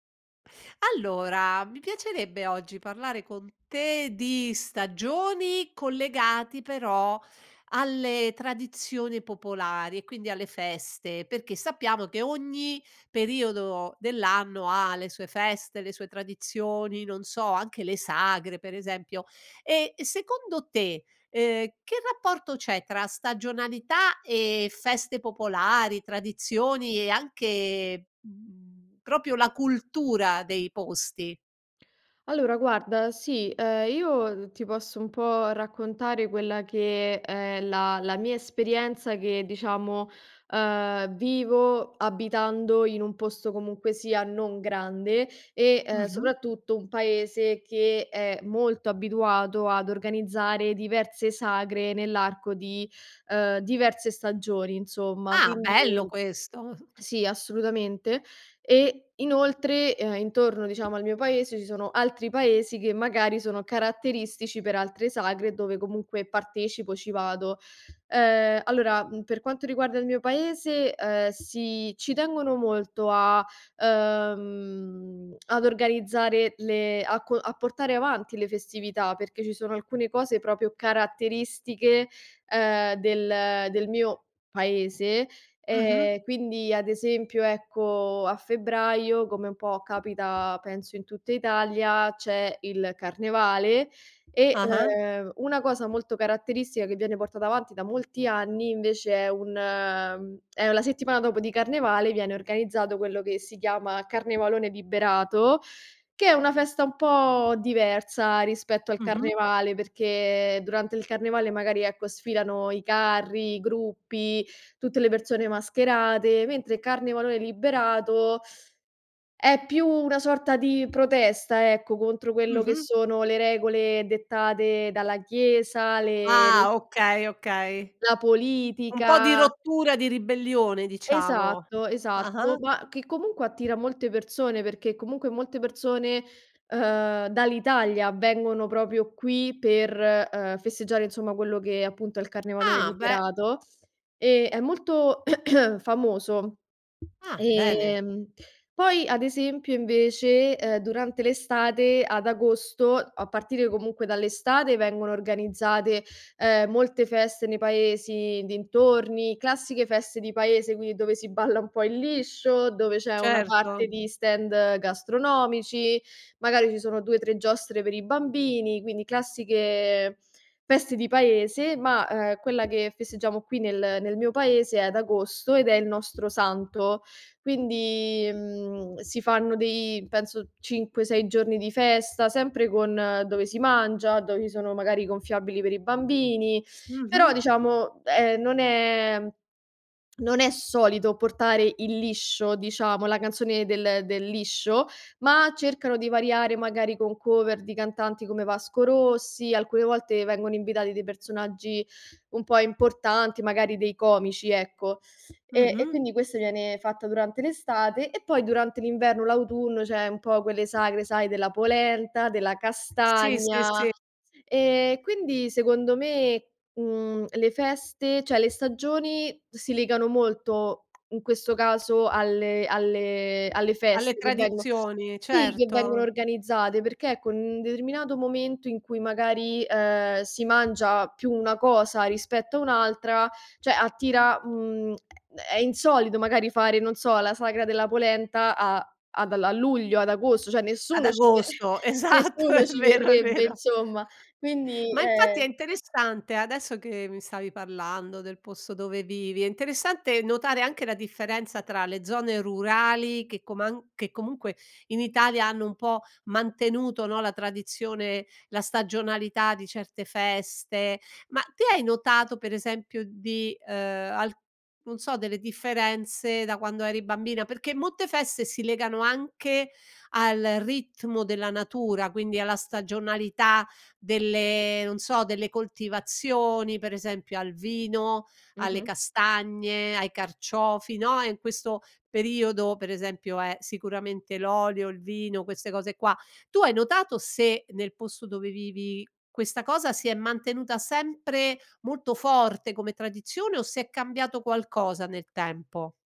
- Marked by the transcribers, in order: "proprio" said as "propio"; tapping; drawn out: "ehm"; "proprio" said as "propio"; "proprio" said as "propio"; other background noise; throat clearing; laughing while speaking: "balla"; tsk; "cioè" said as "ceh"; "cioè" said as "ceh"; "cioè" said as "ceh"; laughing while speaking: "esatto, è vero"; chuckle
- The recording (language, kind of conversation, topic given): Italian, podcast, Come si collegano le stagioni alle tradizioni popolari e alle feste?